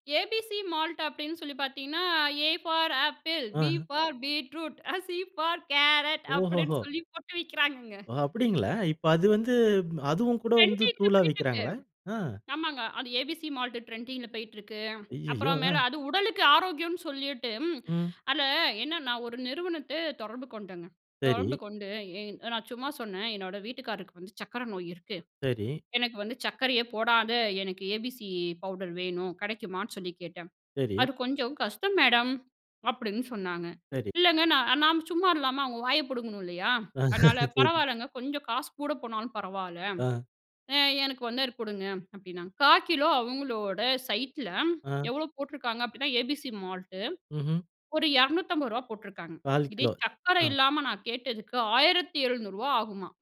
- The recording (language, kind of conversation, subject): Tamil, podcast, போக்குகள் வேகமாக மாறும்போது நீங்கள் எப்படிச் செயல்படுகிறீர்கள்?
- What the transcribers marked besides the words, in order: in English: "ஏபிசி மால்ட்"; laughing while speaking: "ஏ ஃபார் ஆப்பிள், பி ஃபார் … சொல்லி போட்டு விற்கிறாங்கங்க"; in English: "ஏ ஃபார் ஆப்பிள், பி ஃபார் பீட்ரூட், சி ஃபார் கேரட்"; in English: "ட்ரெண்டிங்"; in English: "ஏபிசி மால்டு ட்ரெண்டிங்"; in English: "ஏபிசி பவுடர்"; laugh; in English: "சைட்"; in English: "ஏபிசி மால்டு"